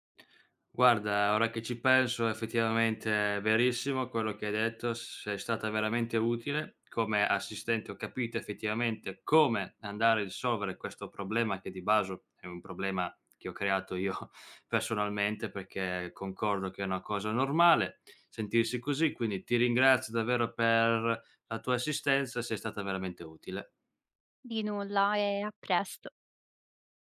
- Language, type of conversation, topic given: Italian, advice, Come hai vissuto una rottura improvvisa e lo shock emotivo che ne è seguito?
- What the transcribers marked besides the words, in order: laughing while speaking: "io"